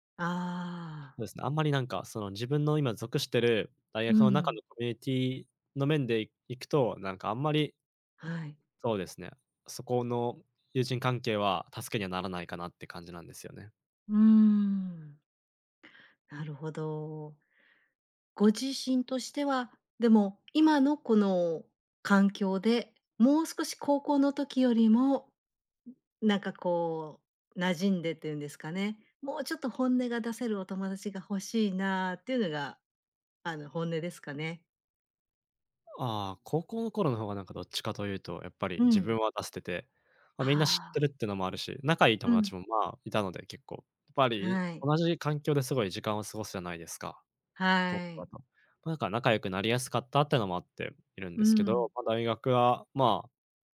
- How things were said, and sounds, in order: other background noise
- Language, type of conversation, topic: Japanese, advice, 新しい環境で自分を偽って馴染もうとして疲れた